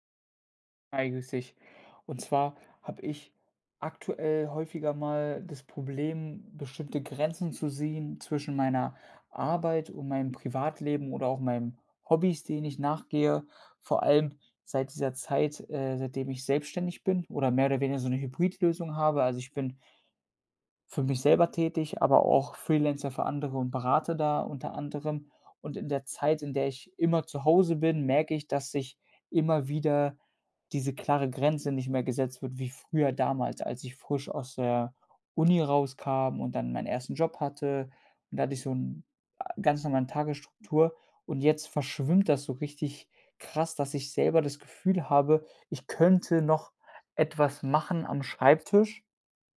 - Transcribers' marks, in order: none
- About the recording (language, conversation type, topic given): German, advice, Wie kann ich im Homeoffice eine klare Tagesstruktur schaffen, damit Arbeit und Privatleben nicht verschwimmen?